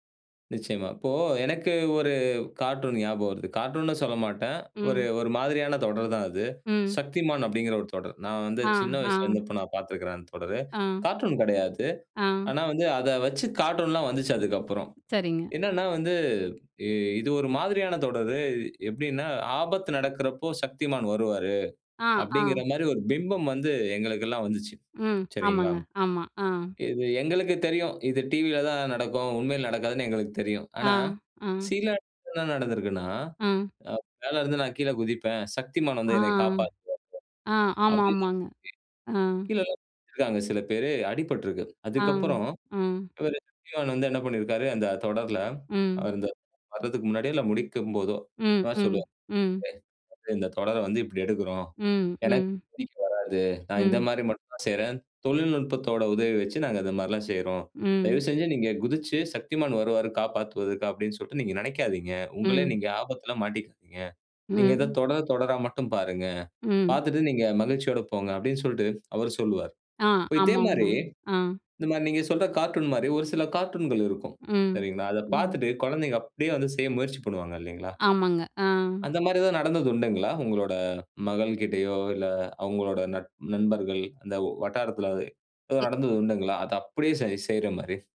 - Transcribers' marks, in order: other background noise; unintelligible speech; unintelligible speech; unintelligible speech; unintelligible speech; unintelligible speech
- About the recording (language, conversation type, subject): Tamil, podcast, கார்டூன்களில் உங்களுக்கு மிகவும் பிடித்த கதாபாத்திரம் யார்?